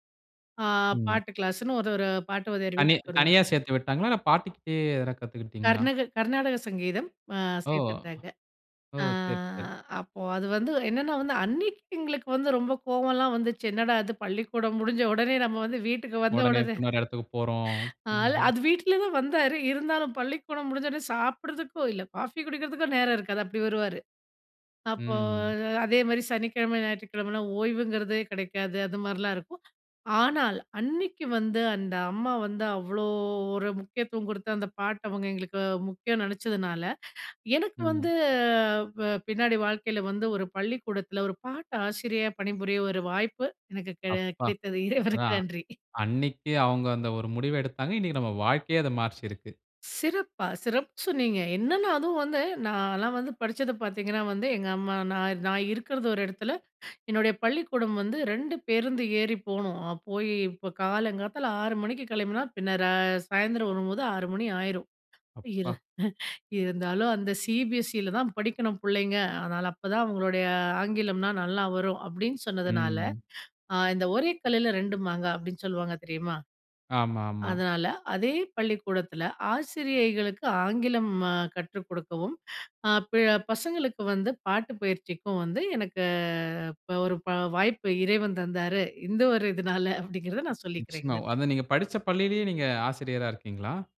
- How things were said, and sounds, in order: chuckle; laugh; laughing while speaking: "ஆ அது வீட்ல தான் வந்தாரு … இருக்காது அப்டி வருவாரு"; laughing while speaking: "இறைவனுக்கு நன்றி"; chuckle; laughing while speaking: "இறைவன் தந்தாரு. இந்த ஒரு இதனால அப்டிங்கறத நான் சொல்லிக்கிறேன்"
- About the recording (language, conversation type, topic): Tamil, podcast, குடும்பம் உங்கள் நோக்கத்தை எப்படி பாதிக்கிறது?